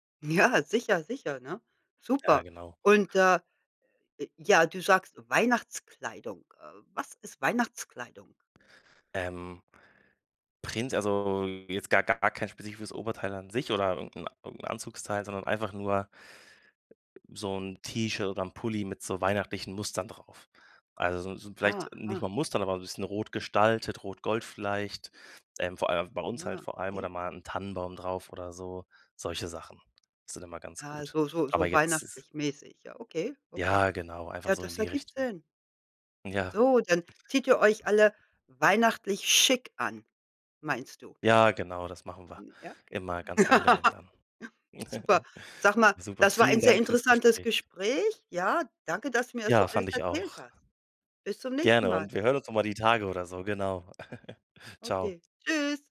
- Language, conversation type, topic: German, podcast, Wie feiert ihr bei euch einen besonderen Feiertag?
- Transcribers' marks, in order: laughing while speaking: "Ja"; other background noise; stressed: "schick"; laugh; giggle; giggle